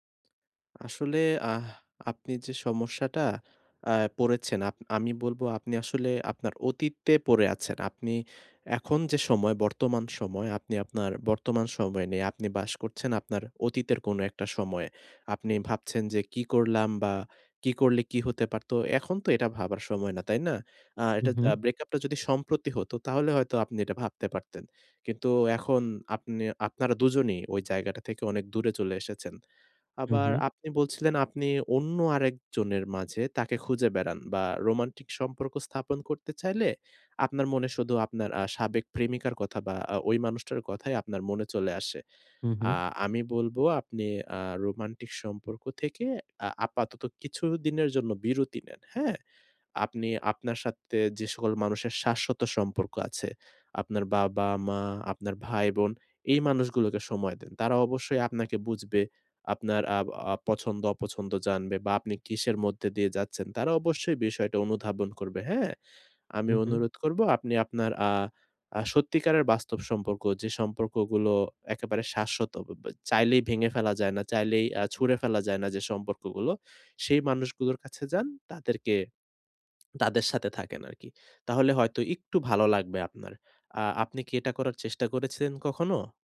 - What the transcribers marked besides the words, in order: unintelligible speech
- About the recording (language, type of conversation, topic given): Bengali, advice, ব্রেকআপের পরে আমি কীভাবে ধীরে ধীরে নিজের পরিচয় পুনর্গঠন করতে পারি?